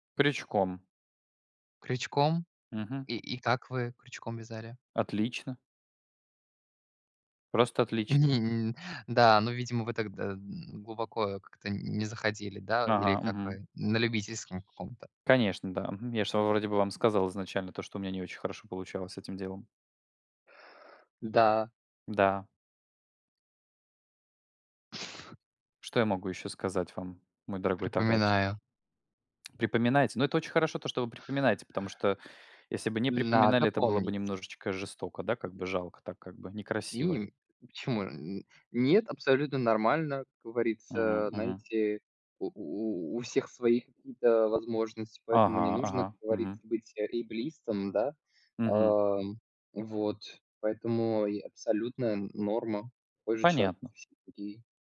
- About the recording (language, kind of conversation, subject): Russian, unstructured, Как хобби помогает заводить новых друзей?
- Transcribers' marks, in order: other noise; scoff; tapping; other background noise; in English: "эйблистом"